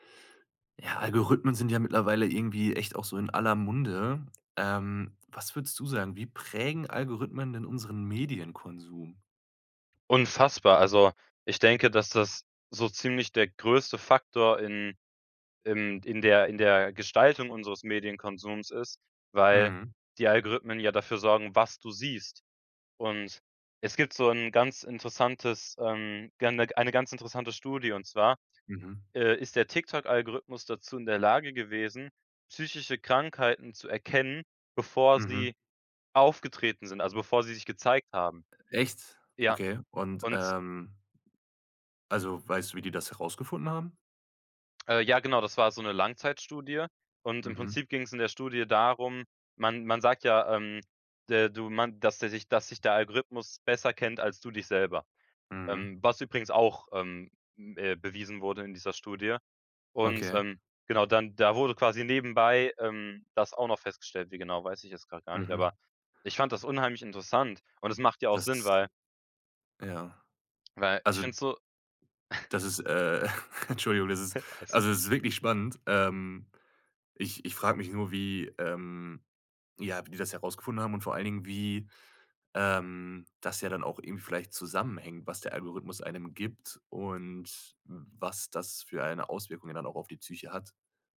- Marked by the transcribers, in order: stressed: "was"; other noise; lip smack; chuckle
- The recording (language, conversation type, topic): German, podcast, Wie prägen Algorithmen unseren Medienkonsum?